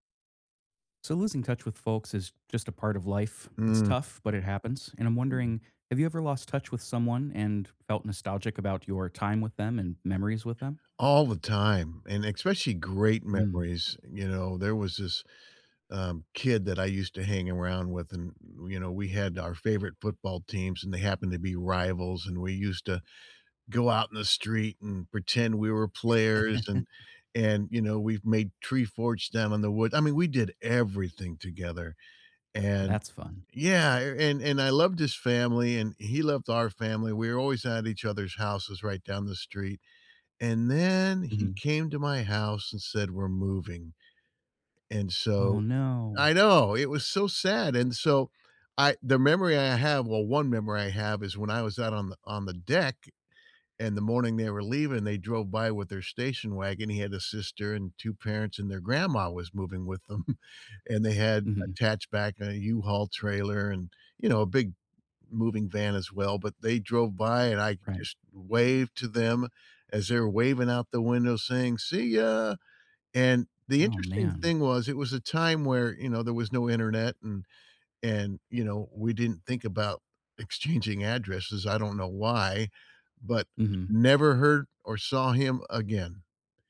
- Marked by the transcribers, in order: alarm; chuckle; chuckle; tapping
- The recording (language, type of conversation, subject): English, unstructured, How can I reconnect with someone I lost touch with and miss?